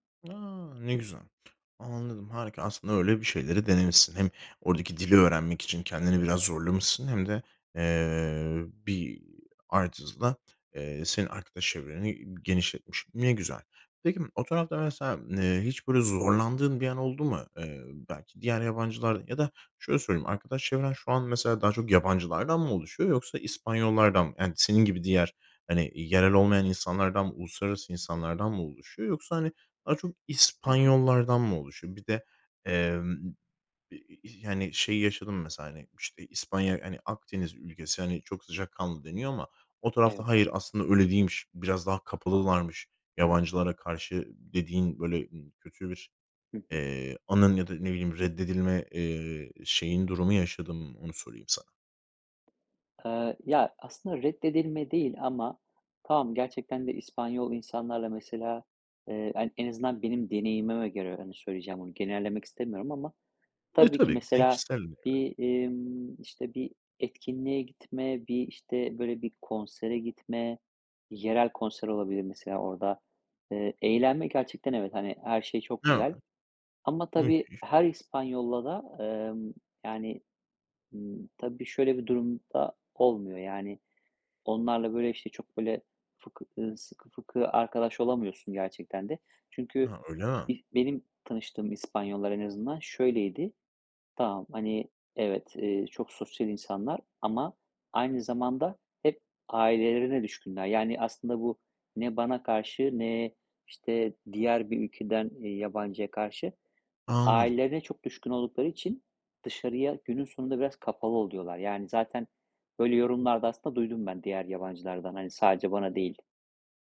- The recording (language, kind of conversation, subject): Turkish, podcast, Yabancı bir şehirde yeni bir çevre nasıl kurulur?
- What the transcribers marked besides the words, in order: tapping; other background noise; unintelligible speech